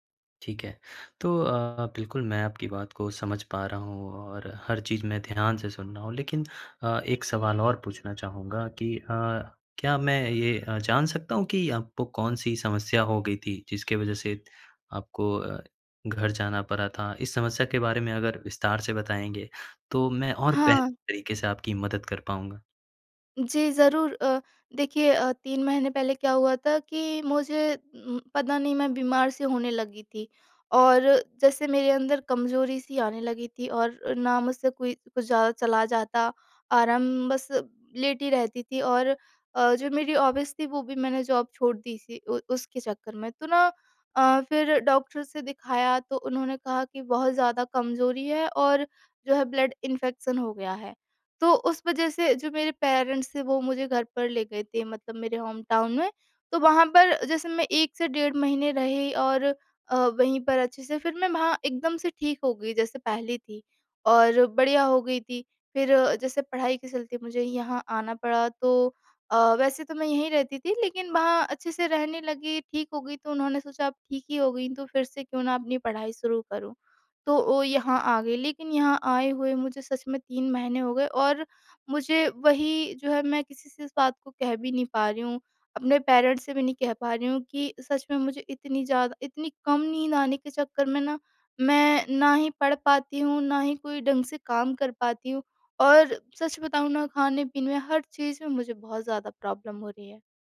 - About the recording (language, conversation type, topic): Hindi, advice, रात को चिंता के कारण नींद न आना और बेचैनी
- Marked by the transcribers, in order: horn; in English: "हॉबीज़"; in English: "जॉब"; in English: "ब्लड इन्फेक्शन"; in English: "पेरेंट्स"; in English: "होम टाउन"; in English: "पेरेंट्स"; in English: "प्रॉब्लम"